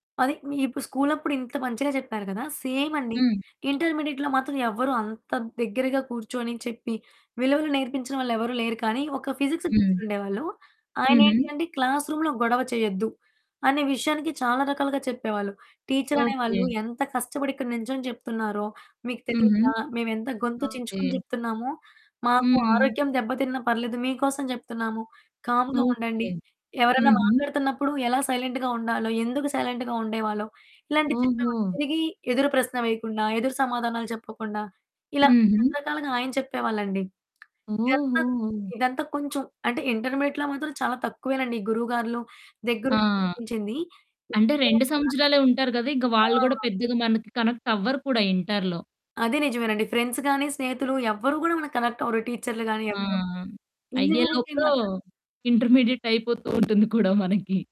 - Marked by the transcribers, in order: in English: "సేమ్"; in English: "ఇంటర్మీడియేట్‌లో"; in English: "క్లాస్ రూమ్‌లో"; distorted speech; in English: "కామ్‌గా"; in English: "సైలెంట్‌గా"; in English: "సైలెంట్‌గా"; tapping; in English: "ఇంటర్మీడియేట్‌లో"; static; in English: "ఇంజినీరింగ్‌కెళ్లాక"; in English: "కనెక్ట్"; in English: "ఫ్రెండ్స్"; in English: "కనెక్ట్"; in English: "ఇంజినీరింగ్‌కి"; in English: "ఇంటర్మీడియేట్"; mechanical hum
- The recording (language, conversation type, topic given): Telugu, podcast, మీ స్కూల్ లేదా కాలేజీలో కలిసిన ఏదైనా గురువు మీపై దీర్ఘకాల ప్రభావం చూపారా?